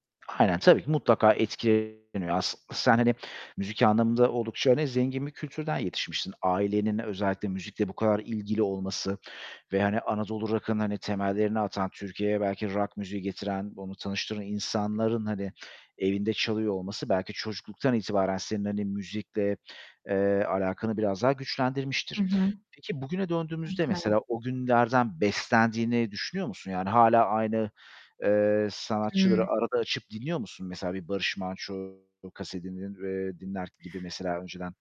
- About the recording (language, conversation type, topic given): Turkish, podcast, Çocukluğunda dinlediğin şarkılar bugün müzik zevkini sence hâlâ nasıl etkiliyor?
- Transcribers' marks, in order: distorted speech